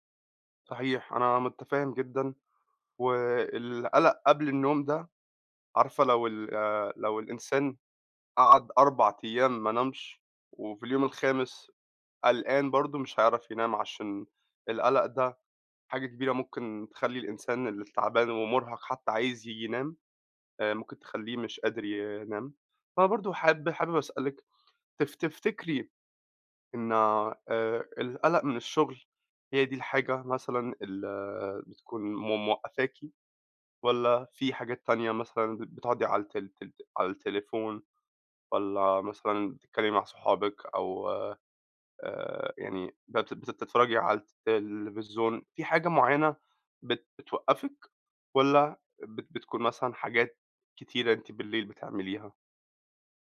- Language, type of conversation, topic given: Arabic, advice, إزاي أقدر أبني روتين ليلي ثابت يخلّيني أنام أحسن؟
- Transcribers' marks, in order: none